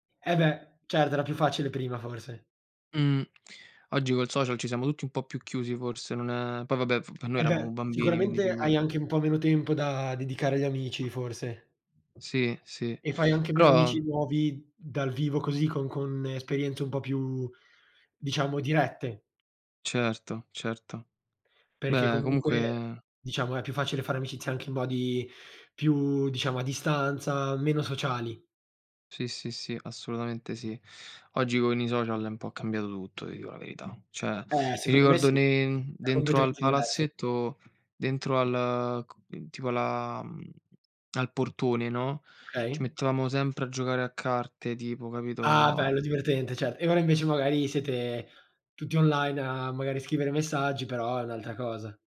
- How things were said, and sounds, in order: other background noise; "Cioè" said as "ceh"
- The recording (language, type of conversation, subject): Italian, unstructured, Qual è il ricordo più bello della tua infanzia?